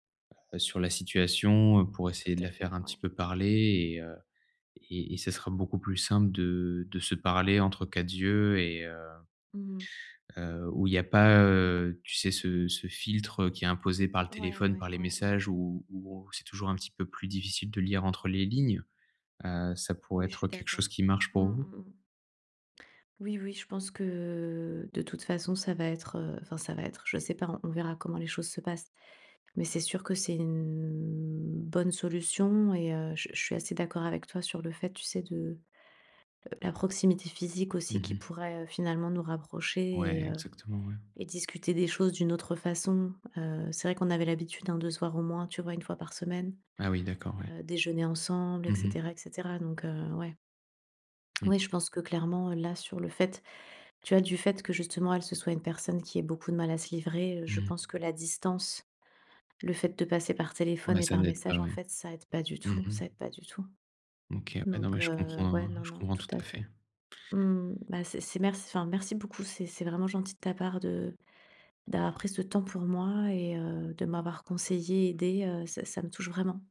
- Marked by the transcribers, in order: drawn out: "que"; drawn out: "une"
- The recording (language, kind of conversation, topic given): French, advice, Comment puis-je soutenir un ami qui traverse une période difficile ?